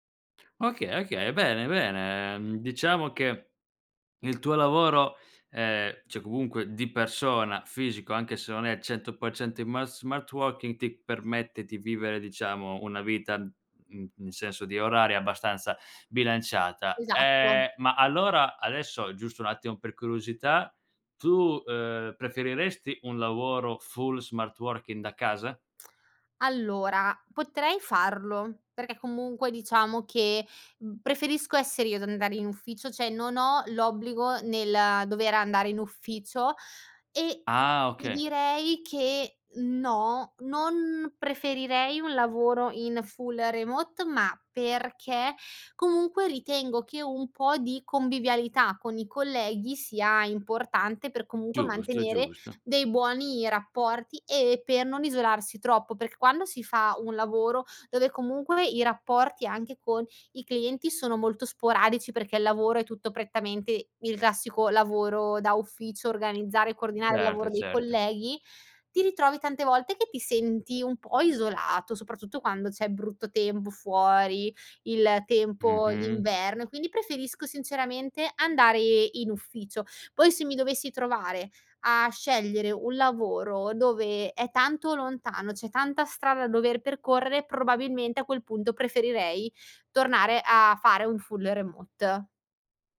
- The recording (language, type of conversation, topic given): Italian, podcast, Cosa significa per te l’equilibrio tra lavoro e vita privata?
- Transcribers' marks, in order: "cioè" said as "ceh"; "working" said as "wokin"; "cioè" said as "ceh"; "perché" said as "perch"; tapping